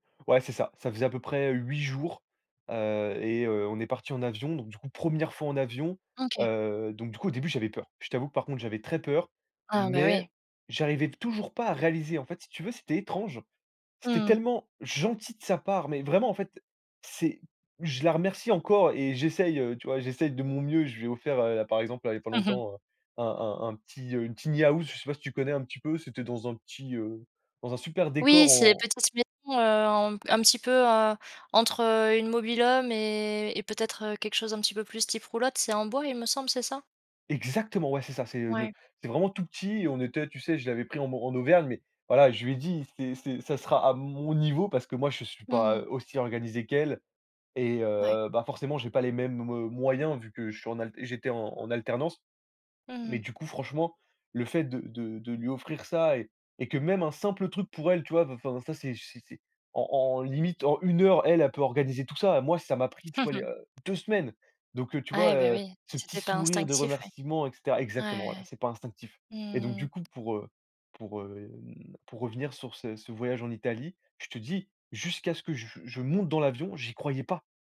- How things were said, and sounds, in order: stressed: "gentil"; unintelligible speech; stressed: "simple"; other background noise; stressed: "deux"
- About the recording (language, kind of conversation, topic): French, podcast, Quel geste de gentillesse t’a le plus touché ?